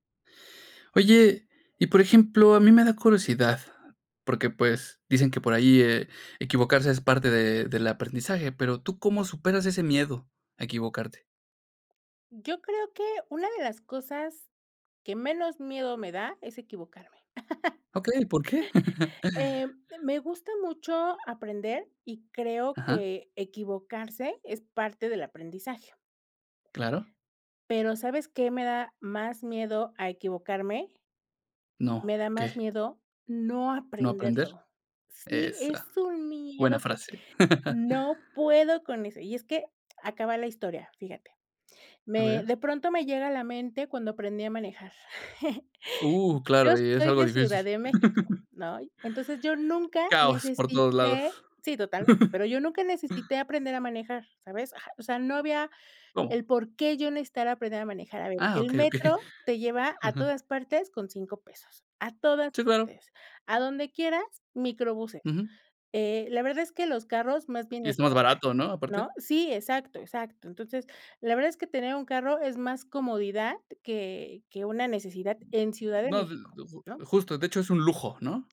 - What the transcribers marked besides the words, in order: chuckle; chuckle; chuckle; chuckle; chuckle
- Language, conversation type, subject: Spanish, podcast, ¿Cómo superas el miedo a equivocarte al aprender?